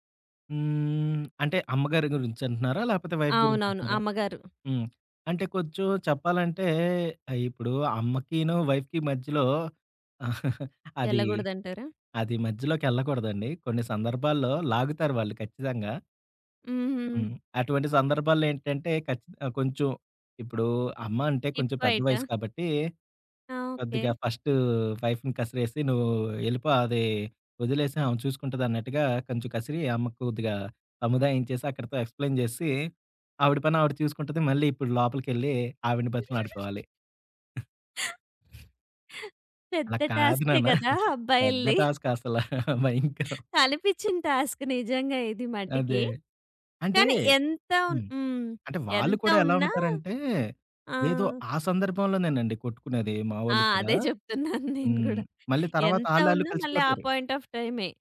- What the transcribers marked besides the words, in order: tapping; other background noise; in English: "వైఫ్"; in English: "వైఫ్‌కి"; chuckle; in English: "వైఫ్‌ని"; in English: "ఎక్స్‌ప్లైయిన్"; giggle; laughing while speaking: "పెద్ద టాస్కే గదా! అబ్బాయిల్ది?"; giggle; in English: "టాస్క్"; laughing while speaking: "అసల. భయంకరం"; in English: "టాస్క్"; laughing while speaking: "జెప్తున్నాను నేను గూడా"; in English: "పాయింట్ ఆఫ్"
- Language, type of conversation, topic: Telugu, podcast, మీ కుటుంబంలో ప్రేమను సాధారణంగా ఎలా తెలియజేస్తారు?